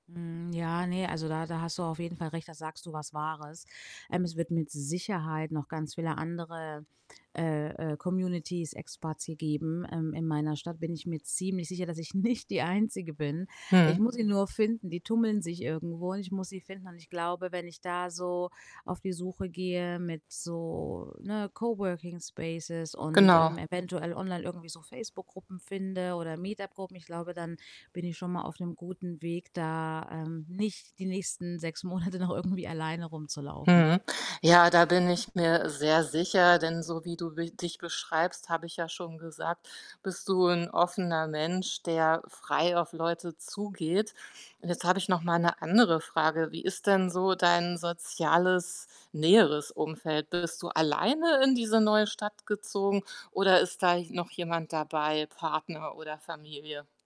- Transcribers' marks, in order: other background noise; laughing while speaking: "nicht"; distorted speech; tapping; drawn out: "so"; laughing while speaking: "Monate"; static
- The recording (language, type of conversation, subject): German, advice, Wie gehst du mit Einsamkeit und einem fehlenden sozialen Netzwerk in einer neuen Stadt um?